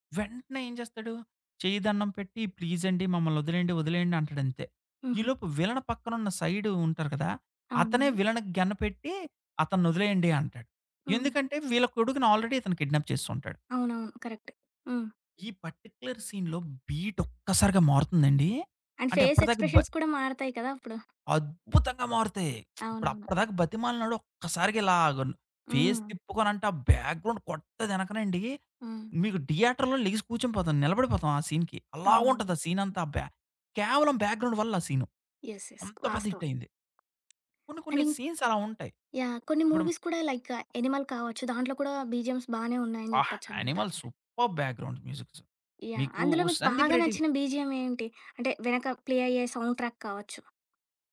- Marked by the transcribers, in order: in English: "ప్లీజ్"; in English: "విలన్"; in English: "సైడ్"; in English: "ఆల్రెడీ"; in English: "కిడ్నాప్"; in English: "కరెక్ట్"; other background noise; in English: "పర్టిక్యులర్ సీన్‌లో బీట్"; in English: "అండ్ ఫేస్ ఎక్స్ప్రెషన్స్"; lip smack; in English: "ఫేస్"; in English: "బ్యాక్‌గ్రౌండ్"; in English: "థియేటర్‌లో"; in English: "సీన్‌కి"; tapping; in English: "సీన్"; in English: "బ్యాక్‌గ్రౌండ్"; in English: "యెస్. యెస్"; in English: "హిట్"; in English: "మూవీస్"; in English: "సీన్స్"; in English: "లైక్"; in English: "బీజీఎమ్స్"; in English: "సూపర్ బ్యాక్గ్రౌండ్ మ్యూజిక్స్"; in English: "బీజీఎం"; in English: "ప్లే"; in English: "సౌండ్ ట్రాక్"
- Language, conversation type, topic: Telugu, podcast, సౌండ్‌ట్రాక్ ఒక సినిమాకు ఎంత ప్రభావం చూపుతుంది?
- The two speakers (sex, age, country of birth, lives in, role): female, 25-29, India, India, host; male, 30-34, India, India, guest